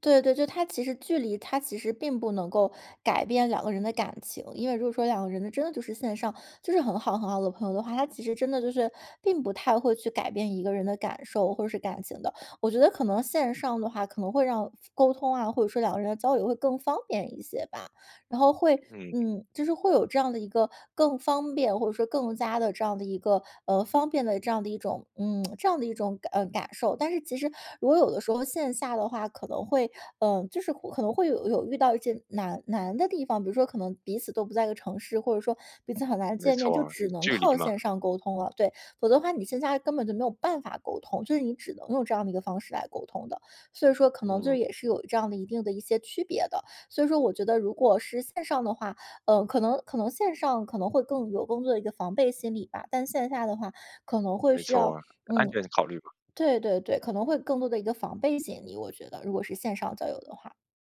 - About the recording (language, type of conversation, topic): Chinese, podcast, 你怎么看待线上交友和线下交友？
- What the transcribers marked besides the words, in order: lip smack